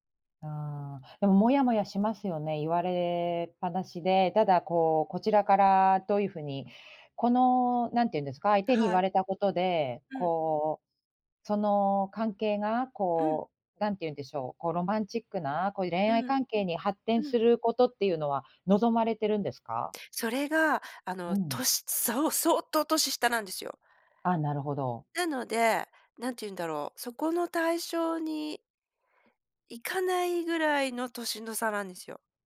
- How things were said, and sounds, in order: none
- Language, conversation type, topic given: Japanese, advice, 人間関係で意見を言うのが怖くて我慢してしまうのは、どうすれば改善できますか？